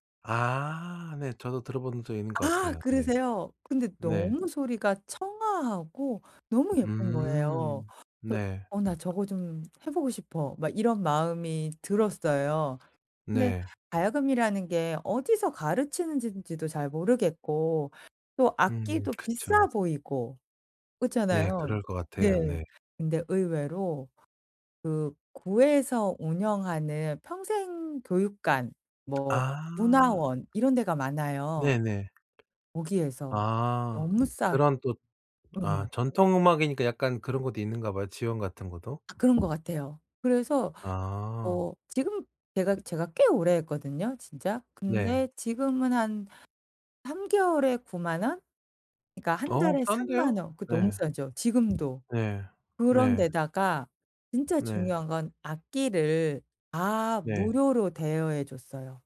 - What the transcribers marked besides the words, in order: other background noise; tapping; background speech
- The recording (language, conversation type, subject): Korean, podcast, 평생학습을 시작하게 된 계기는 무엇이었나요?